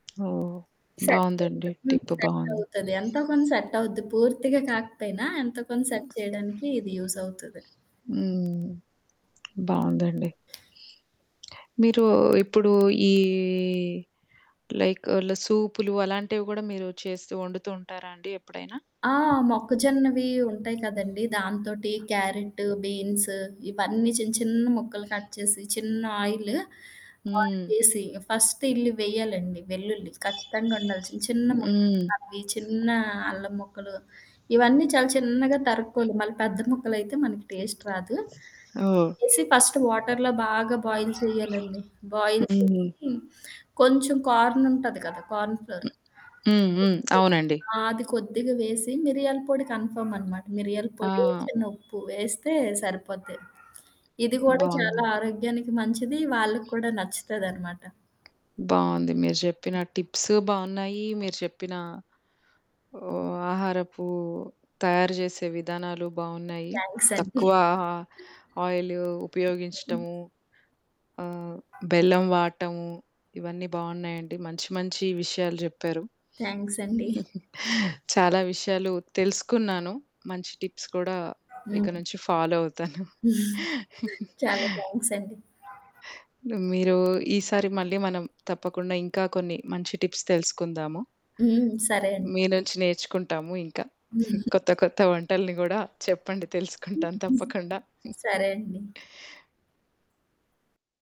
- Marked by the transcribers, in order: tapping; static; distorted speech; other background noise; in English: "సెట్"; in English: "లైక్"; in English: "బీన్స్"; in English: "కట్"; in English: "ఫస్ట్"; horn; in English: "టేస్ట్"; in English: "ఫస్ట్"; in English: "బాయిల్"; in English: "బాయిల్"; in English: "కార్న్"; in English: "కార్న్ ఫ్లోర్"; in English: "టిప్స్"; giggle; giggle; in English: "టిప్స్"; giggle; in English: "ఫాలో"; chuckle; in English: "టిప్స్"; giggle; giggle
- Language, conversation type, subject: Telugu, podcast, అతిథుల కోసం వంట చేసేటప్పుడు మీరు ప్రత్యేకంగా ఏం చేస్తారు?